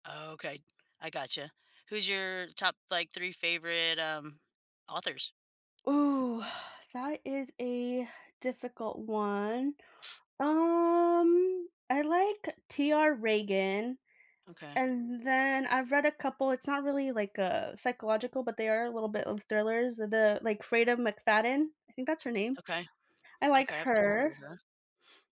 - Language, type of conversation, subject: English, unstructured, How has technology changed the way we experience reading?
- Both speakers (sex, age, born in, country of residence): female, 30-34, Mexico, United States; female, 45-49, United States, United States
- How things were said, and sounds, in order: sigh; drawn out: "Um"; other background noise; tapping